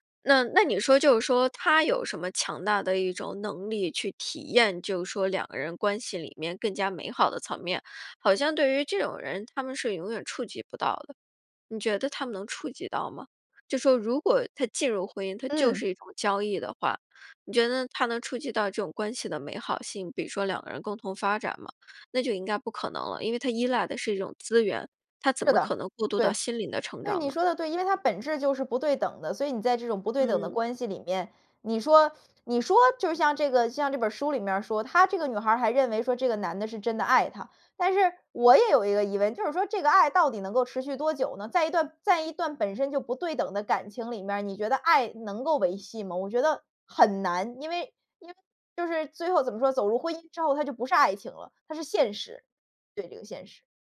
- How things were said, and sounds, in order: other background noise
- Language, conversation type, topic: Chinese, podcast, 你觉得如何区分家庭支持和过度干预？